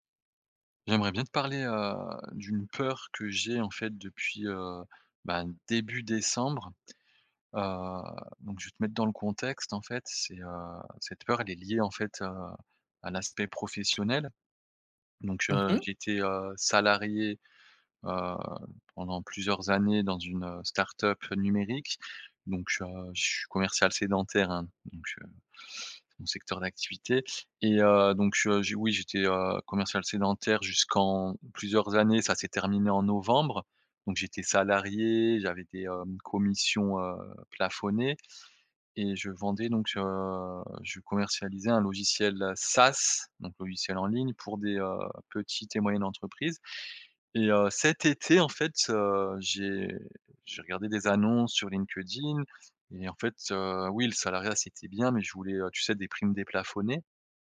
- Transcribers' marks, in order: tapping; stressed: "SaaS"; other background noise
- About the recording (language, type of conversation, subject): French, advice, Comment avancer malgré la peur de l’inconnu sans se laisser paralyser ?